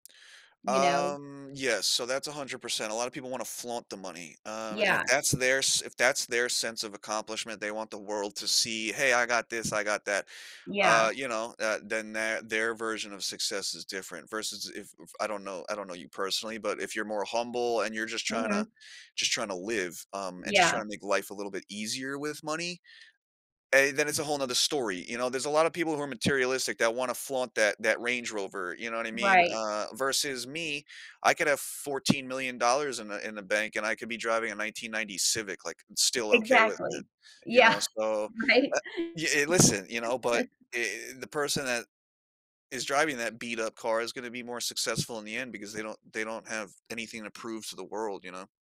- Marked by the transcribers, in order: drawn out: "Um"; tapping; other background noise; laughing while speaking: "right"; laugh
- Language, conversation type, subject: English, unstructured, What is an easy first step to building better saving habits?